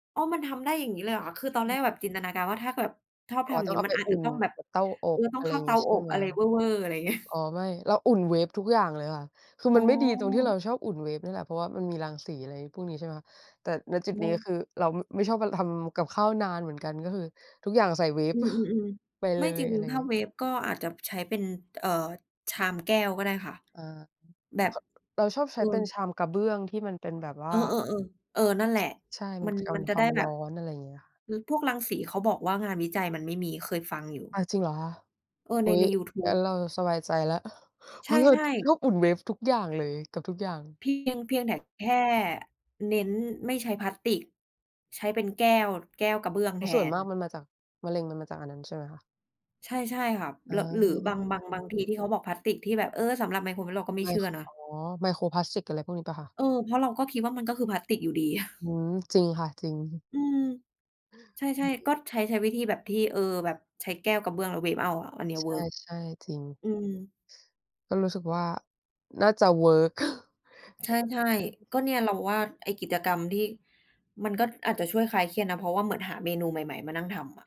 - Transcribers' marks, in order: "ถ้าแบบ" said as "แกวบ"; chuckle; chuckle; other background noise; chuckle; in English: "Microplastic"; chuckle; chuckle; tapping; "มันก็" said as "ก๊อด"
- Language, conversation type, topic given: Thai, unstructured, กิจกรรมใดช่วยให้คุณรู้สึกผ่อนคลายมากที่สุด?